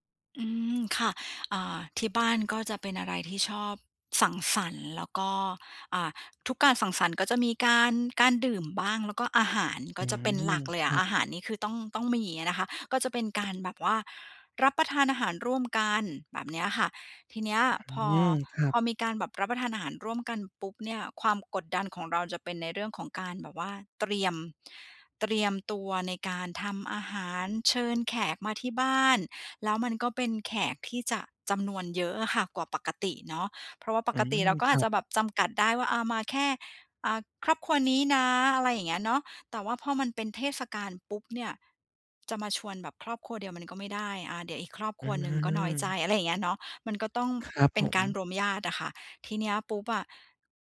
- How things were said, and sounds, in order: none
- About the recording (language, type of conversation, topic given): Thai, advice, คุณรู้สึกกดดันช่วงเทศกาลและวันหยุดเวลาต้องไปงานเลี้ยงกับเพื่อนและครอบครัวหรือไม่?